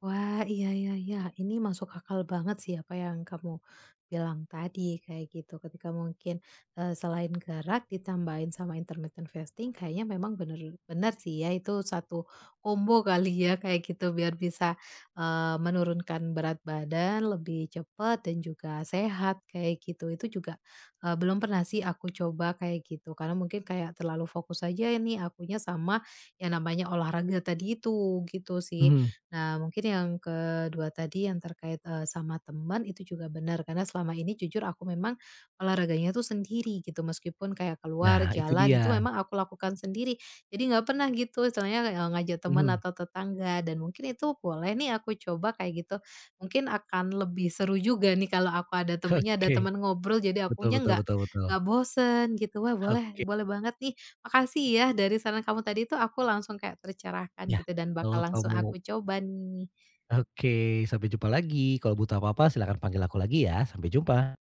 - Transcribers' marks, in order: in English: "intermittent fasting"; other background noise
- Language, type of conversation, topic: Indonesian, advice, Bagaimana cara tetap termotivasi untuk lebih sering bergerak setiap hari?
- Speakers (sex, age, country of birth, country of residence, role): female, 30-34, Indonesia, Indonesia, user; male, 35-39, Indonesia, Indonesia, advisor